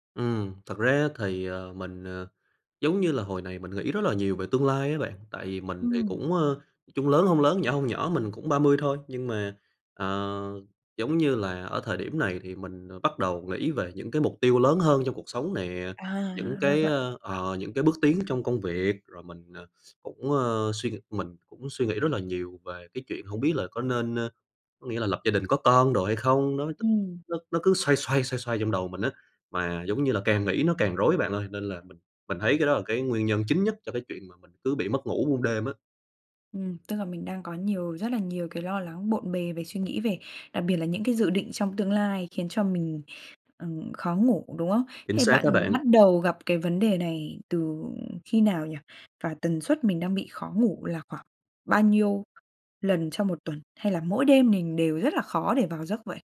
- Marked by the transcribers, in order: tapping; other background noise; unintelligible speech; "mình" said as "nình"
- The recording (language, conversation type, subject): Vietnamese, advice, Bạn khó ngủ vì lo lắng và suy nghĩ về tương lai phải không?